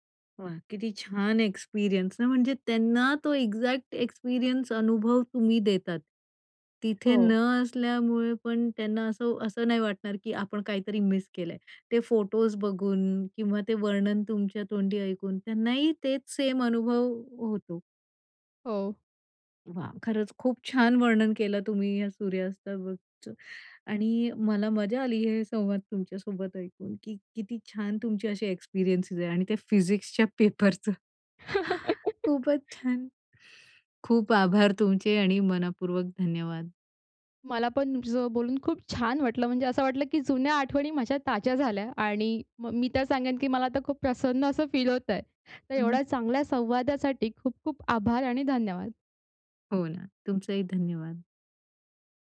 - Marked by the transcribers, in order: in English: "एक्सपिरियन्स"; in English: "एक्झॅक्ट एक्सपिरियन्स"; in English: "मिस"; "सुर्यास्ताबाबतच" said as "सुर्यास्ताबतच"; in English: "एक्सपिरियन्सेस"; in English: "फिजिक्सच्या"; chuckle
- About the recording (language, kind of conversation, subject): Marathi, podcast, सूर्यास्त बघताना तुम्हाला कोणत्या भावना येतात?